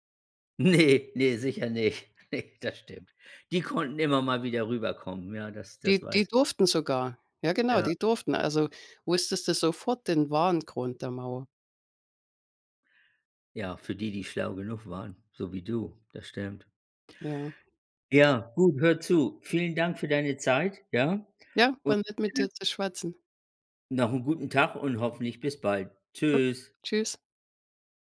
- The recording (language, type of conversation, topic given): German, unstructured, Wie sparst du am liebsten Geld?
- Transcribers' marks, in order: laughing while speaking: "Ne"; laughing while speaking: "Ne, das stimmt"